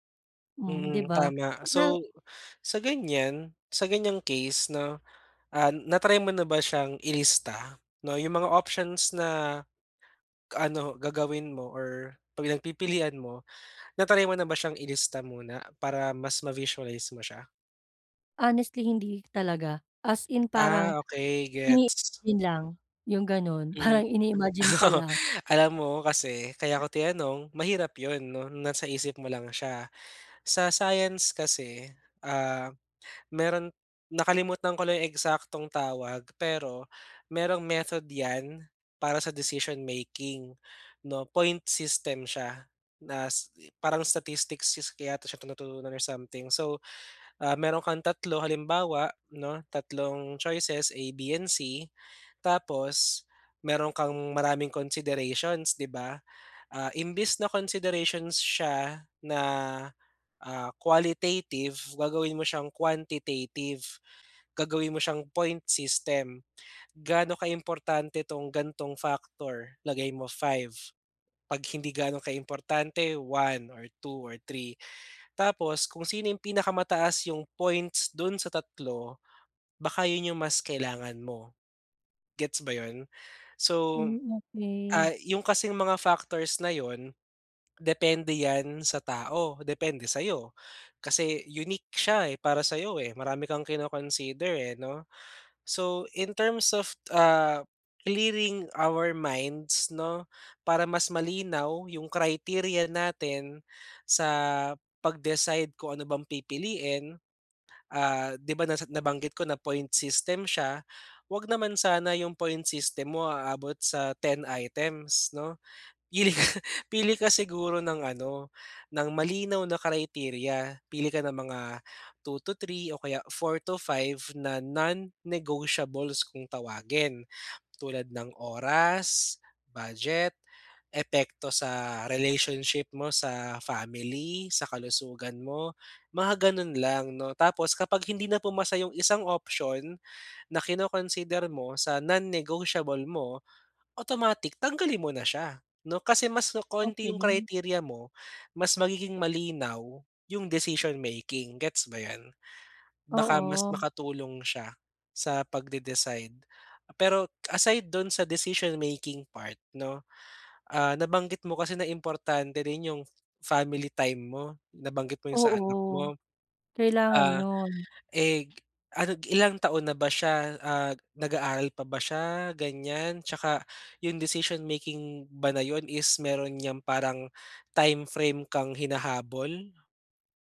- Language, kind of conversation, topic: Filipino, advice, Paano ko mapapasimple ang proseso ng pagpili kapag maraming pagpipilian?
- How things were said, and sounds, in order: unintelligible speech; laughing while speaking: "Oo"; laughing while speaking: "parang"; unintelligible speech; "skill" said as "sis"; "tinuturo" said as "tinuturunan"; in English: "qualitative"; in English: "quantitative"; laughing while speaking: "Pili ka"